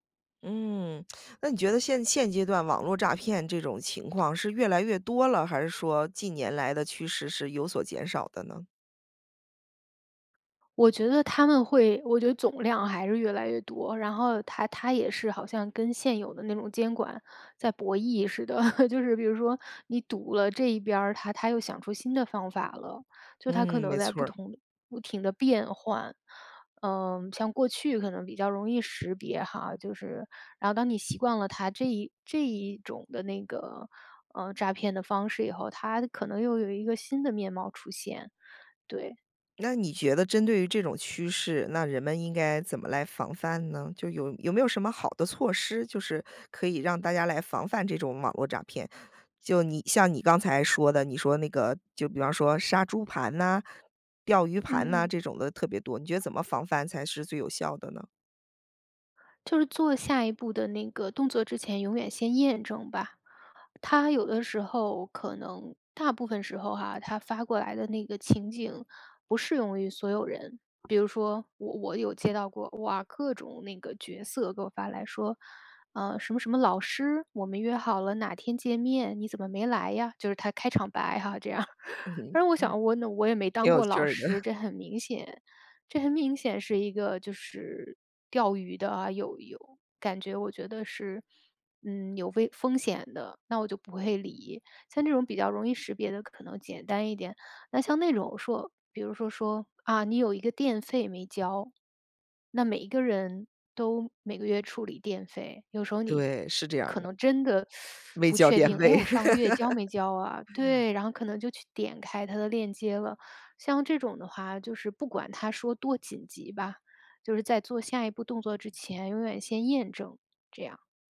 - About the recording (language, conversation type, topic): Chinese, podcast, 我们该如何保护网络隐私和安全？
- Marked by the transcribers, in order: other noise; chuckle; other background noise; laugh; laughing while speaking: "这样儿"; laughing while speaking: "的"; teeth sucking; laughing while speaking: "电费"; laugh